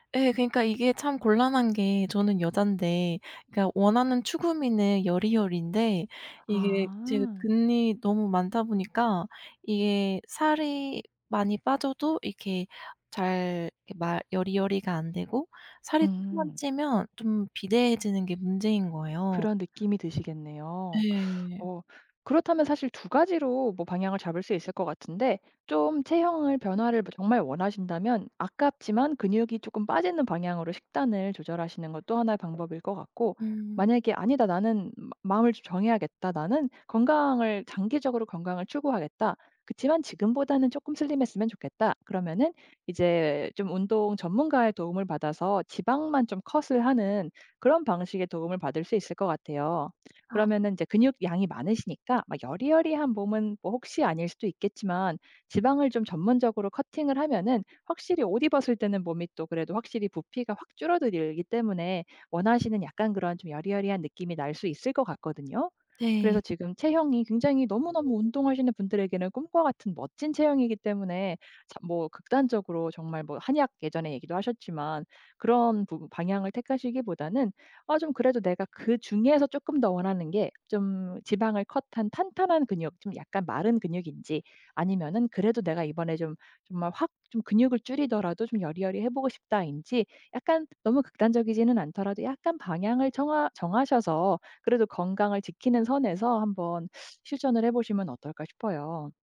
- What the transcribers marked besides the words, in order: tapping; in English: "cut을"; in English: "cutting을"; in English: "cut한"
- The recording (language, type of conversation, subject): Korean, advice, 체중 감량과 근육 증가 중 무엇을 우선해야 할지 헷갈릴 때 어떻게 목표를 정하면 좋을까요?
- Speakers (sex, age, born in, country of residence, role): female, 30-34, South Korea, United States, user; female, 35-39, South Korea, Sweden, advisor